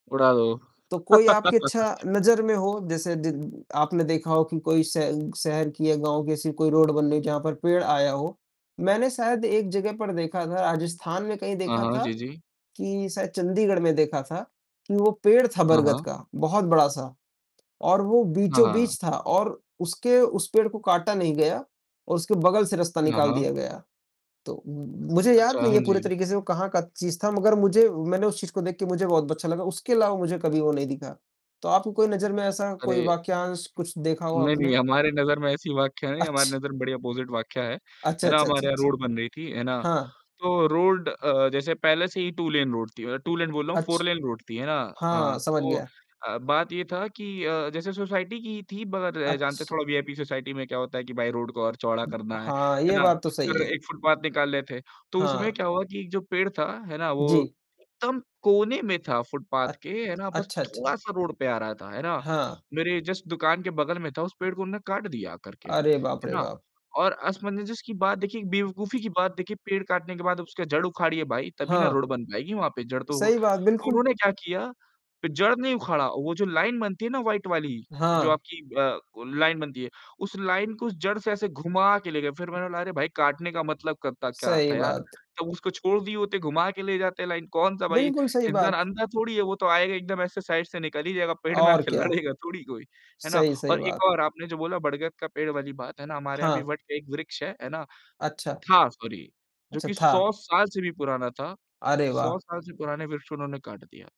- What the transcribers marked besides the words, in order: distorted speech; laugh; in English: "रोड"; in English: "ऑपोजिट"; in English: "टू लेन रोड"; in English: "टू लेन"; in English: "फोर लेन रोड"; in English: "सोसाइटी"; in English: "वीआईपी सोसाइटी"; tapping; in English: "जस्ट"; "असमंजस" said as "असमंजजस"; in English: "लाइन"; in English: "वाइट"; in English: "लाइन"; in English: "लाइन"; in English: "लाइन"; in English: "साइड"; laughing while speaking: "आके लड़ेगा थोड़ी कोई"; in English: "सॉरी"
- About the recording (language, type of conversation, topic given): Hindi, unstructured, आपको क्या लगता है कि हर दिन एक पेड़ लगाने से क्या फर्क पड़ेगा?